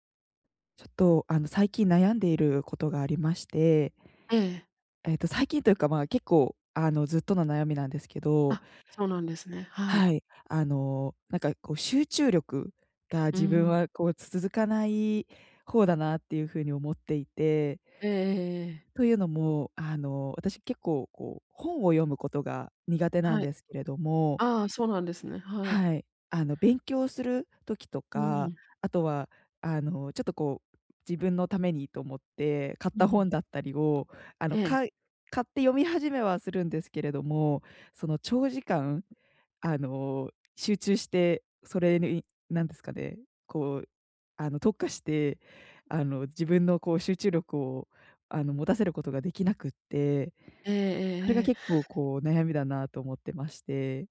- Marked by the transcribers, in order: none
- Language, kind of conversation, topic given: Japanese, advice, どうすれば集中力を取り戻して日常を乗り切れますか？